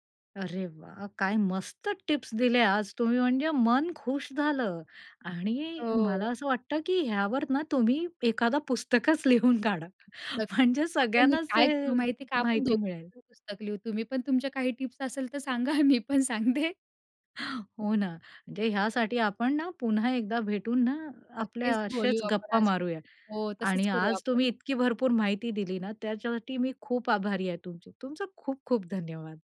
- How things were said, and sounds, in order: laughing while speaking: "पुस्तकच लिहून काढा म्हणजे सगळ्यांनाच ते"; laughing while speaking: "तर सांगा, मी पण सांगते"; other noise
- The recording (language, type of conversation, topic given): Marathi, podcast, स्वयंपाक करताना तुम्हाला कोणता पदार्थ बनवायला सर्वात जास्त मजा येते?